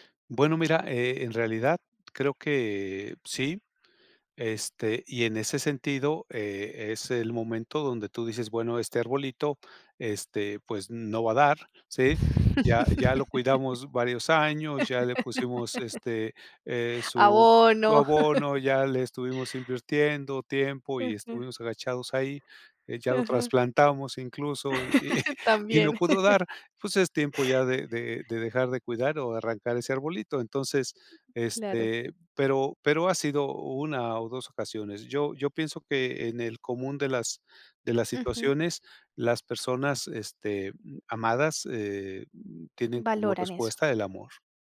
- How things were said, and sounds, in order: tapping; laughing while speaking: "Abono"; laughing while speaking: "y"; laugh; chuckle; other background noise; other noise
- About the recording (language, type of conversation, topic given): Spanish, podcast, ¿Cómo equilibras el dar y el recibir en tus relaciones?